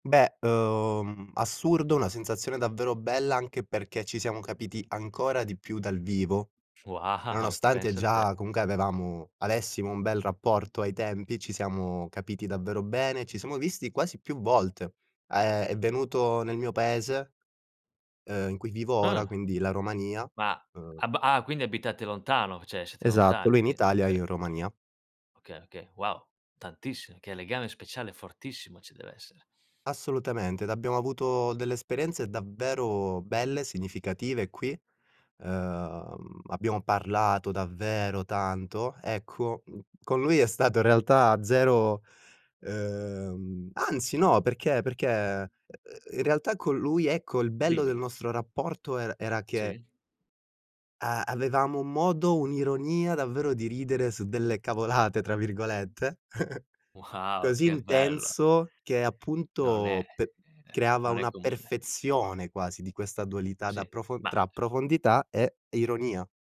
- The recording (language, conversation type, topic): Italian, podcast, Com'è stato quando hai conosciuto il tuo mentore o una guida importante?
- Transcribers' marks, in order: other background noise; "cioè" said as "ceh"; stressed: "davvero"; drawn out: "davvero tanto"; chuckle